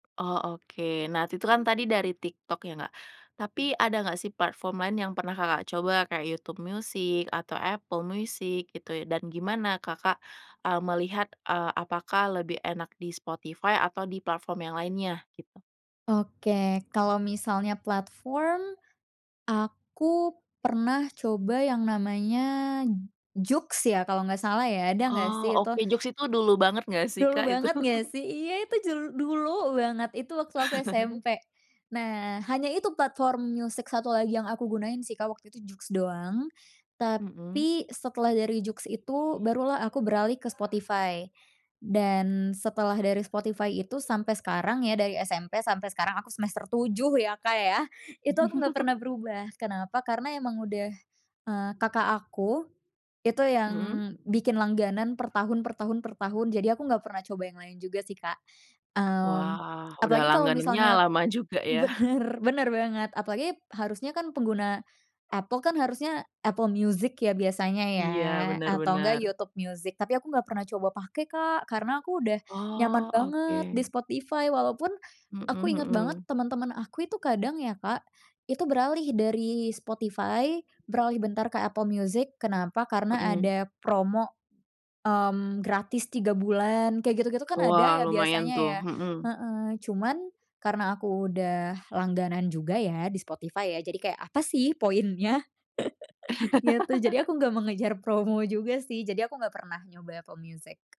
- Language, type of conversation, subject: Indonesian, podcast, Bagaimana layanan streaming dan algoritmanya memengaruhi pilihan lagu Anda?
- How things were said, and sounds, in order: tapping; laughing while speaking: "itu?"; laugh; laugh; laugh; laugh